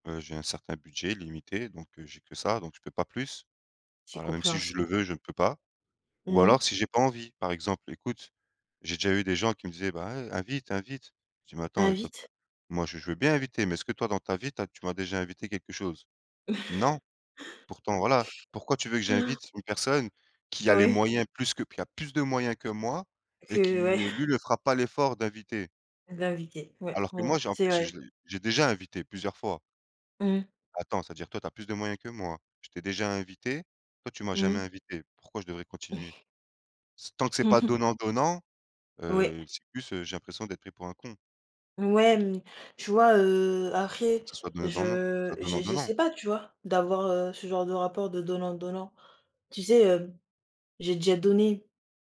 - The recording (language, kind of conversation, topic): French, unstructured, Que ressens-tu quand tu dois refuser quelque chose pour des raisons d’argent ?
- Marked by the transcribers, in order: other background noise; chuckle; gasp; chuckle; "donnant-donnant" said as "dannont"